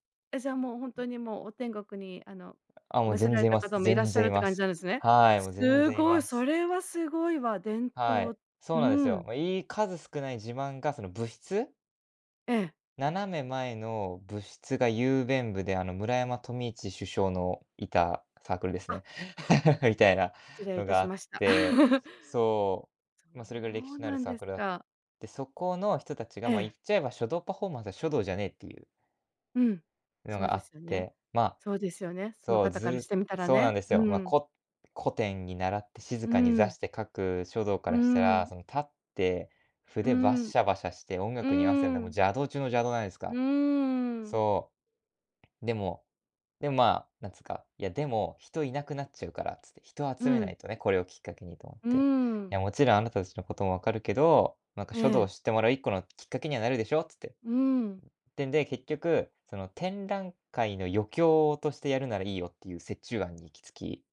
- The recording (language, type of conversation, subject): Japanese, podcast, ふと思いついて行動したことで、物事が良い方向に進んだ経験はありますか？
- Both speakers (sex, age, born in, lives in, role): female, 50-54, Japan, United States, host; male, 20-24, Japan, Japan, guest
- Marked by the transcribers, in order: tapping; other noise; "召された" said as "召せられた"; chuckle; chuckle